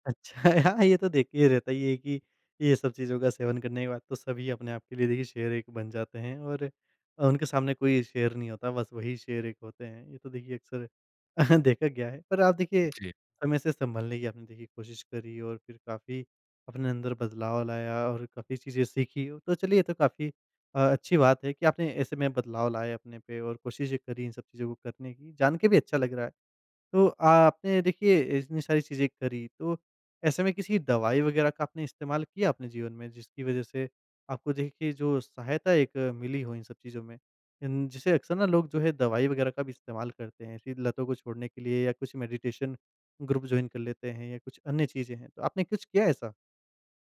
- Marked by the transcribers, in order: laughing while speaking: "अच्छा हाँ"; chuckle; tapping; in English: "मेडिटेशन ग्रुप जॉइन"
- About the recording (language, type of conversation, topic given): Hindi, podcast, क्या आपने कभी खुद को माफ किया है, और वह पल कैसा था?